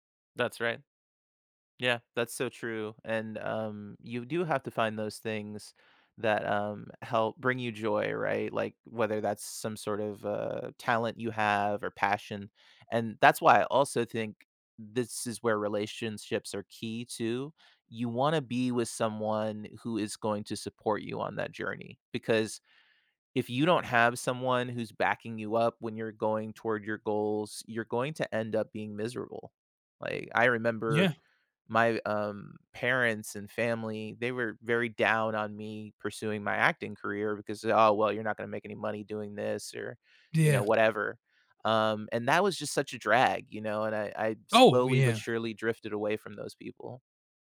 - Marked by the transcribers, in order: none
- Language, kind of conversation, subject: English, unstructured, How can we use shared humor to keep our relationship close?